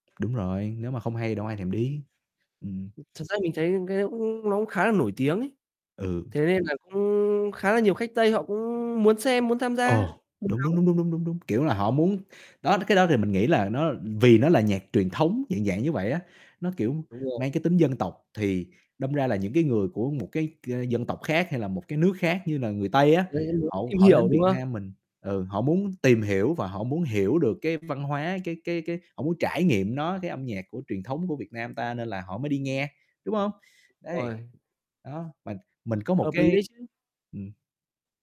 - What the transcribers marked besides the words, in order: tapping; distorted speech; unintelligible speech; static; other background noise; unintelligible speech; unintelligible speech
- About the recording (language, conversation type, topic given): Vietnamese, unstructured, Âm nhạc truyền thống có còn quan trọng trong thế giới hiện đại không?
- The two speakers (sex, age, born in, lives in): male, 25-29, Vietnam, Vietnam; male, 25-29, Vietnam, Vietnam